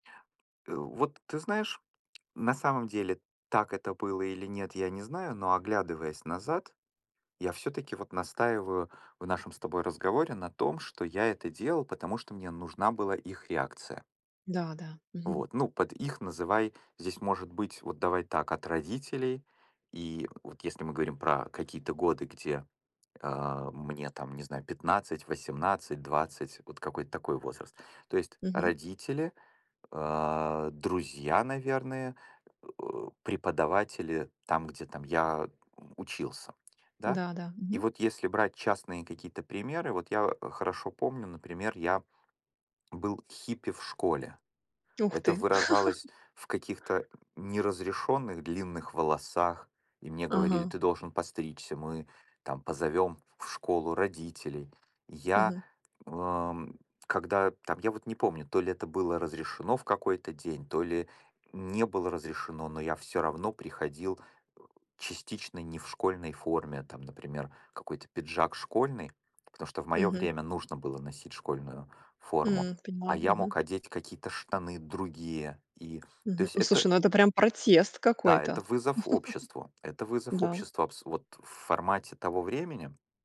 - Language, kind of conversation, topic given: Russian, podcast, Что для тебя важнее: комфорт или самовыражение?
- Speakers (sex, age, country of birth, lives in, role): female, 40-44, Russia, Italy, host; male, 45-49, Ukraine, United States, guest
- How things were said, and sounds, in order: tapping; lip smack; chuckle; other background noise; "есть" said as "есь"; chuckle